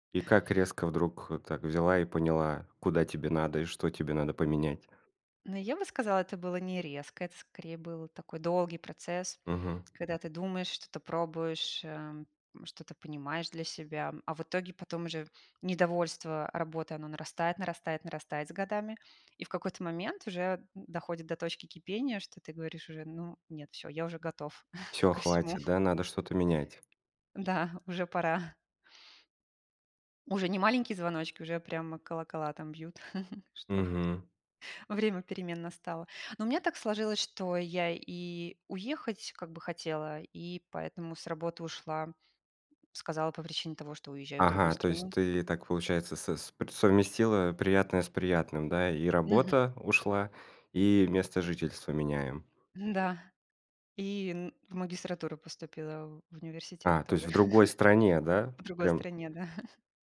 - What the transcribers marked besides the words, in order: other background noise; chuckle; tapping; chuckle; chuckle
- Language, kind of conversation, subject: Russian, podcast, Что вы выбираете — стабильность или перемены — и почему?